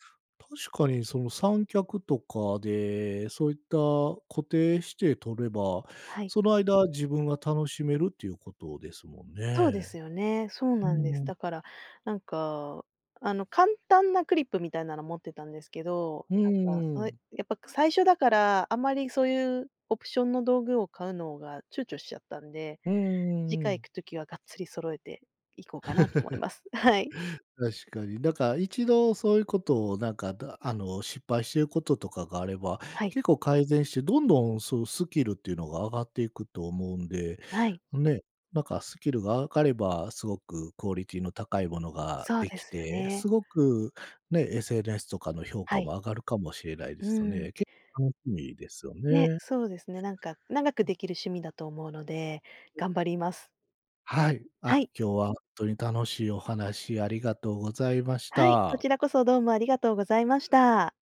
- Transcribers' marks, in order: tapping; laugh
- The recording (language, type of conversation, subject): Japanese, podcast, 今、どんな趣味にハマっていますか？